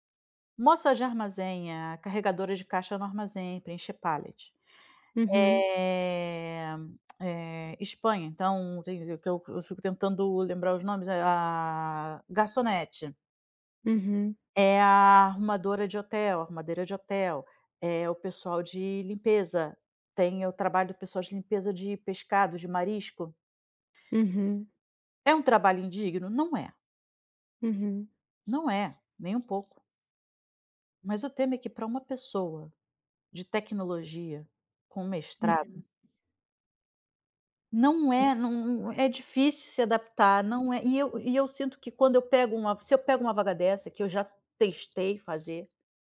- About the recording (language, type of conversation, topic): Portuguese, advice, Como lidar com as críticas da minha família às minhas decisões de vida em eventos familiares?
- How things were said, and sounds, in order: other background noise; drawn out: "Eh"; tongue click; unintelligible speech; drawn out: "ah"; tapping